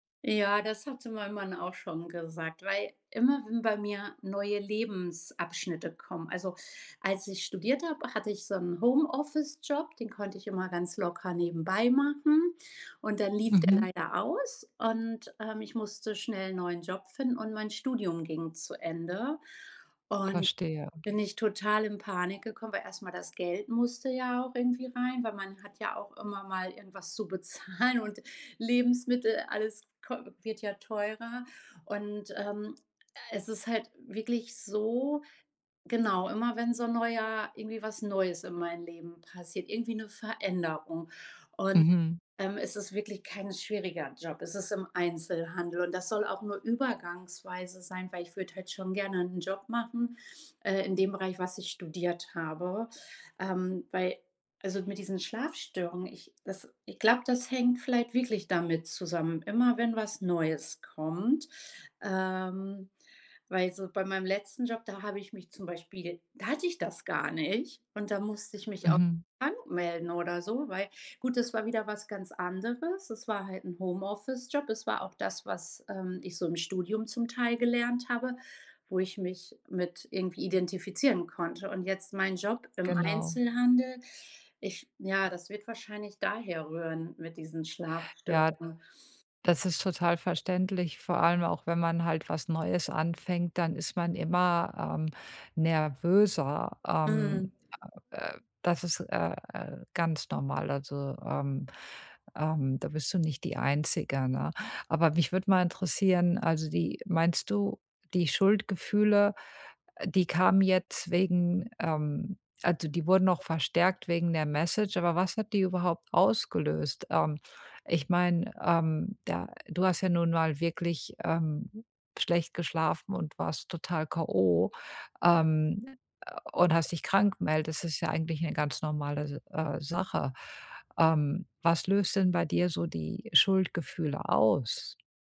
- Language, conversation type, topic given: German, advice, Wie kann ich mit Schuldgefühlen umgehen, weil ich mir eine Auszeit vom Job nehme?
- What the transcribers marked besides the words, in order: laughing while speaking: "bezahlen"; other background noise; in English: "Message"